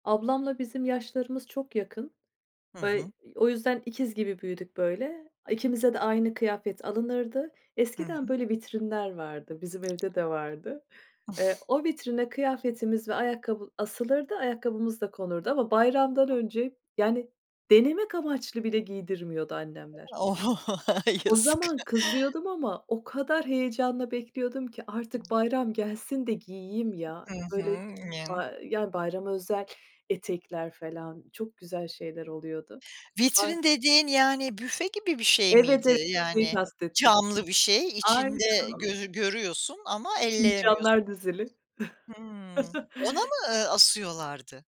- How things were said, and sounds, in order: tapping; other background noise; chuckle; chuckle; unintelligible speech; background speech; chuckle
- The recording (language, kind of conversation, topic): Turkish, podcast, Bayramlar senin için ne ifade ediyor?
- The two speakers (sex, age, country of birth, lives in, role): female, 35-39, Turkey, Ireland, guest; female, 55-59, Turkey, United States, host